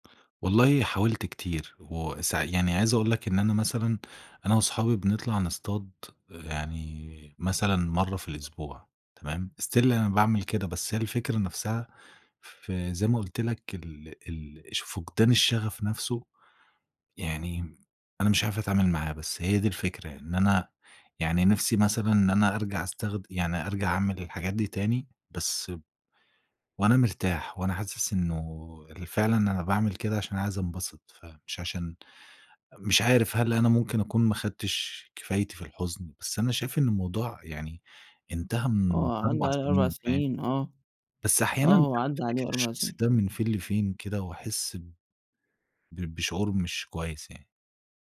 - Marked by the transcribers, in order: other background noise; in English: "still"
- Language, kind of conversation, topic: Arabic, advice, إزاي بتتعامل مع فقدان اهتمامك بهواياتك وإحساسك إن مفيش معنى؟